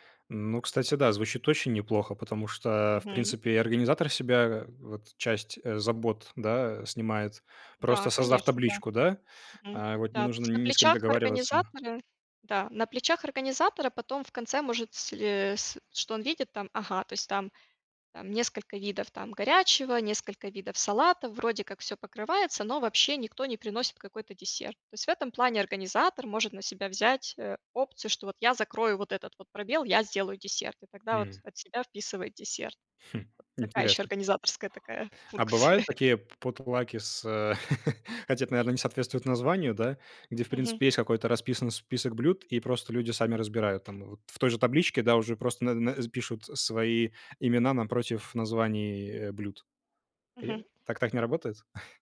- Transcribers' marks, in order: other noise; laughing while speaking: "функция"; laugh; other background noise
- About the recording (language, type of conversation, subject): Russian, podcast, Как правильно организовать общий ужин, где каждый приносит своё блюдо?